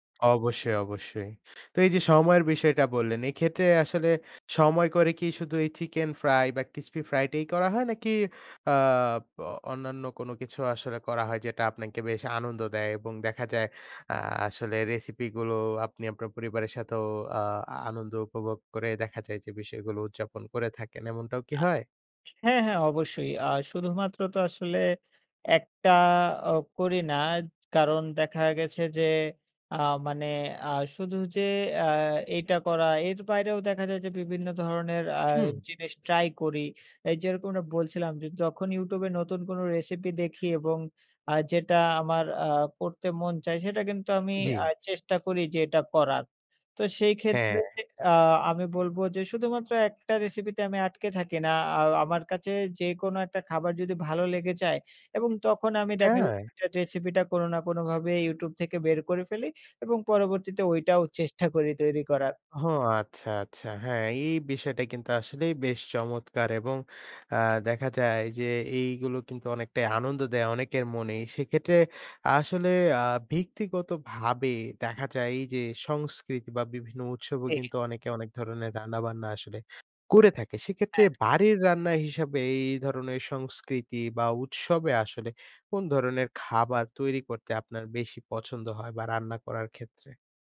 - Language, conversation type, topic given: Bengali, podcast, বাড়ির রান্নার মধ্যে কোন খাবারটি আপনাকে সবচেয়ে বেশি সুখ দেয়?
- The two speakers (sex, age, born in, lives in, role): male, 20-24, Bangladesh, Bangladesh, guest; male, 20-24, Bangladesh, Bangladesh, host
- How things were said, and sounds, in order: in English: "chicken fry"; in English: "crispy fry try"; scoff; "ব্যক্তিগত ভাবে" said as "ভিক্তিগতভাবে"